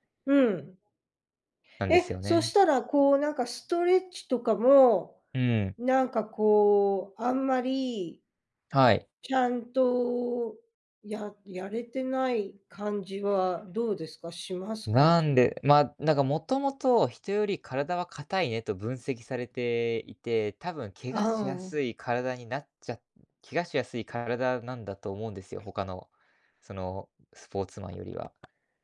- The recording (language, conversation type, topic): Japanese, advice, 運動やトレーニングの後、疲労がなかなか回復しないのはなぜですか？
- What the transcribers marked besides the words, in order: other background noise; tapping